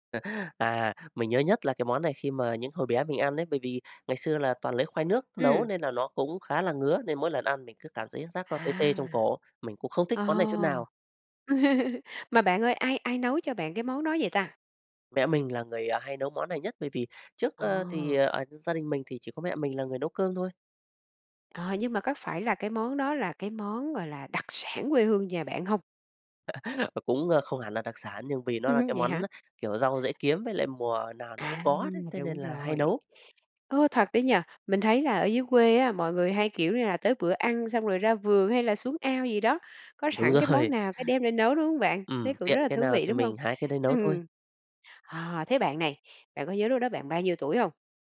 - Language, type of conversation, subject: Vietnamese, podcast, Bạn nhớ kỷ niệm nào gắn liền với một món ăn trong ký ức của mình?
- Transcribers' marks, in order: chuckle; laugh; tapping; laugh; laughing while speaking: "Đúng rồi"; laughing while speaking: "nấu, đúng không bạn?"; laughing while speaking: "Ừm"